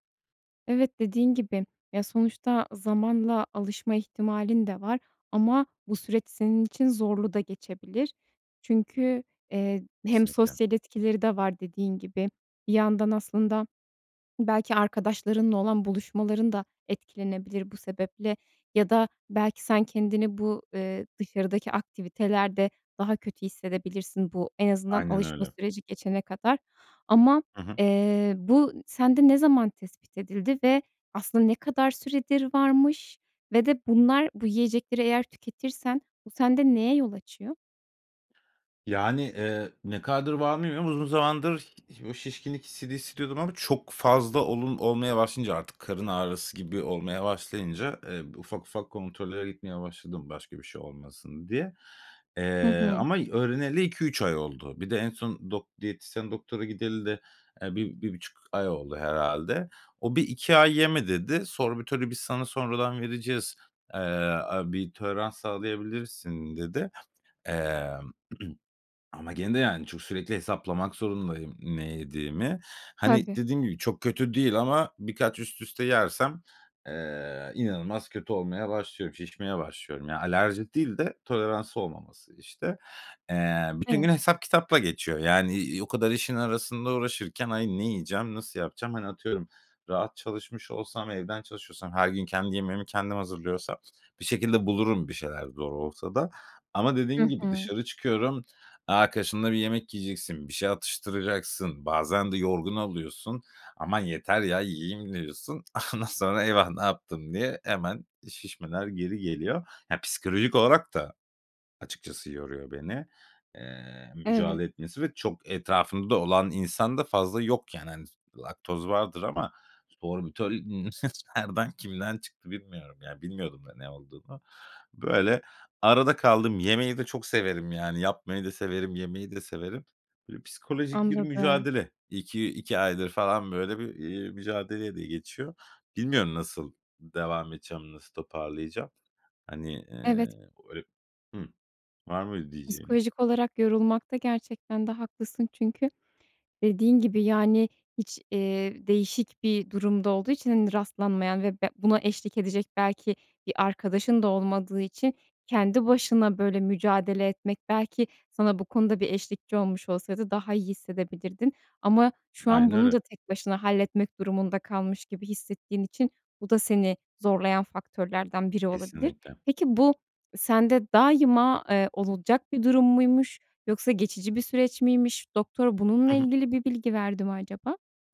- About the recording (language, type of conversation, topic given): Turkish, advice, Yeni sağlık tanınızdan sonra yaşadığınız belirsizlik ve korku hakkında nasıl hissediyorsunuz?
- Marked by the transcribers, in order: other background noise; tapping; throat clearing; laughing while speaking: "Ondan sonra"; chuckle; laughing while speaking: "nereden kimden çıktı bilmiyorum. Ya bilmiyordum da ne olduğunu"; unintelligible speech